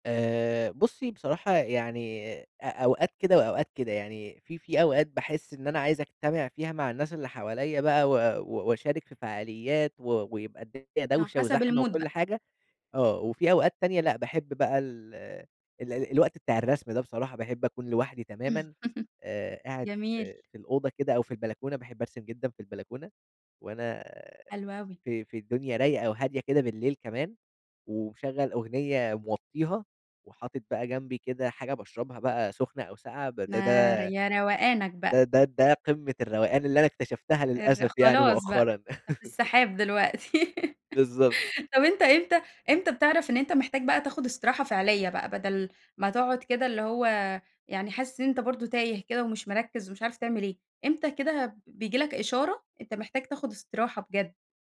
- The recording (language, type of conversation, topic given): Arabic, podcast, إيه اللي بتعمله في وقت فراغك عشان تحس بالرضا؟
- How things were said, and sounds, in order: in English: "المود"; chuckle; giggle